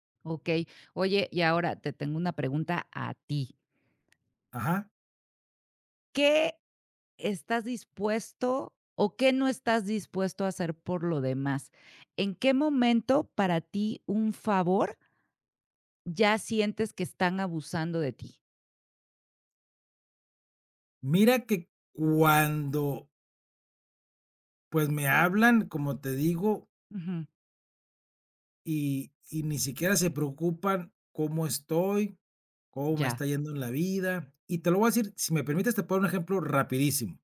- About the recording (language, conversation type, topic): Spanish, advice, ¿Cómo puedo decir que no a un favor sin sentirme mal?
- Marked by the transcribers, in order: none